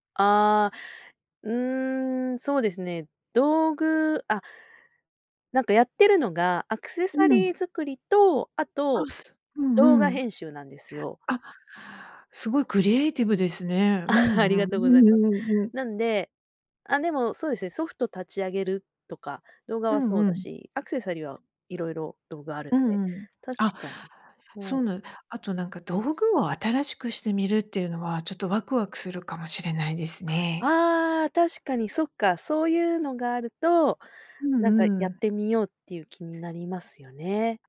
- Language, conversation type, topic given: Japanese, advice, 創作を習慣にしたいのに毎日続かないのはどうすれば解決できますか？
- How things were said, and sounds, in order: other background noise